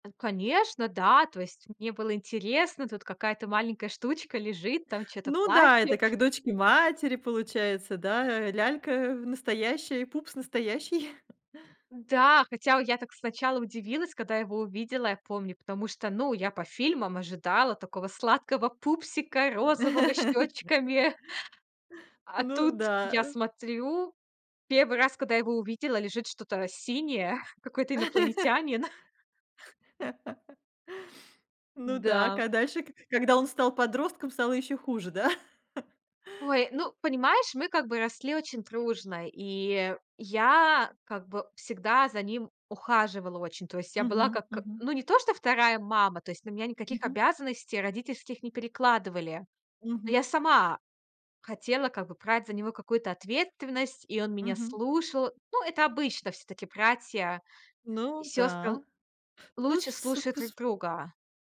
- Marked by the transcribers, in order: chuckle; tapping; laugh; laugh; laugh; laugh
- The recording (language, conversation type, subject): Russian, podcast, Что, по‑твоему, помогает смягчить конфликты между поколениями?